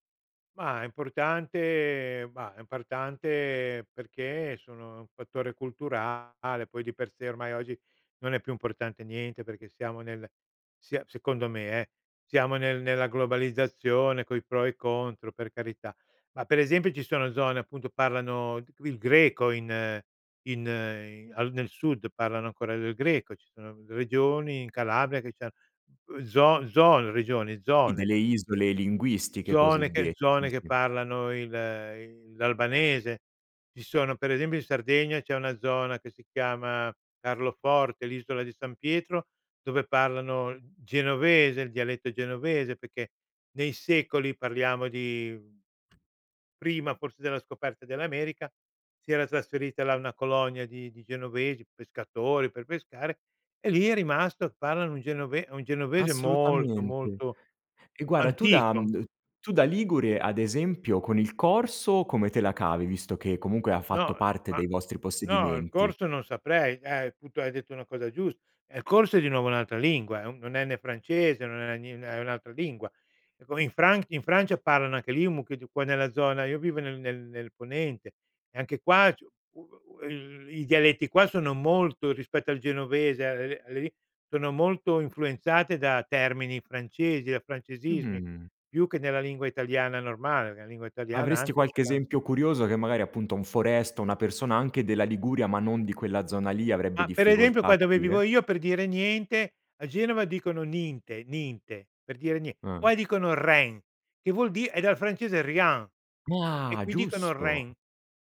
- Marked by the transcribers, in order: "perché" said as "pecchè"; tapping; other background noise; stressed: "molto"; unintelligible speech; unintelligible speech; in French: "Rien"; stressed: "Mah"
- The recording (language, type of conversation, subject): Italian, podcast, In casa vostra si parlava un dialetto o altre lingue?